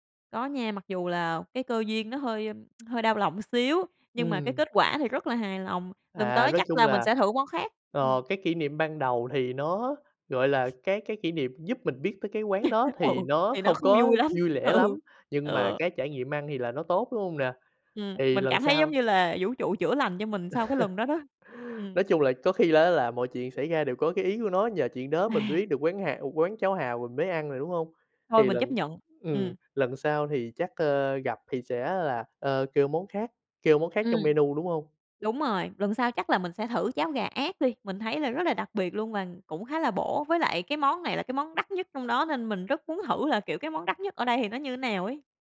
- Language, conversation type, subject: Vietnamese, podcast, Bạn có thể kể về một trải nghiệm ẩm thực hoặc món ăn khiến bạn nhớ mãi không?
- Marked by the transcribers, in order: tsk; "một" said as "ưn"; other background noise; chuckle; laugh; laughing while speaking: "Ừ"; tapping; laughing while speaking: "lắm"; laugh; sigh